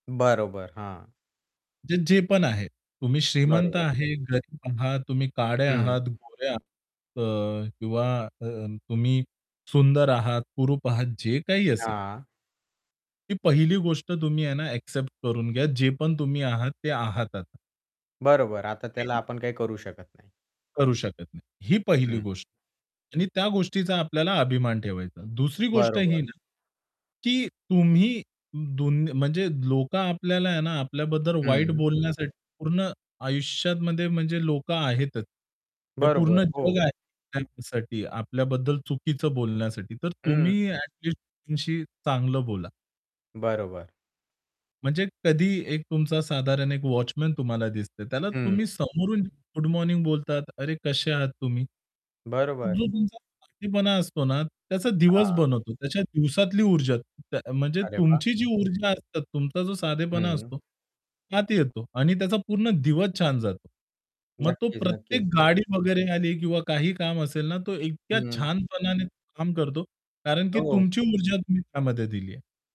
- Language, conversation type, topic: Marathi, podcast, रोजच्या जीवनात साधेपणा कसा आणता येईल?
- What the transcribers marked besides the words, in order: static; other background noise; distorted speech; "ना" said as "यांना"; tapping; unintelligible speech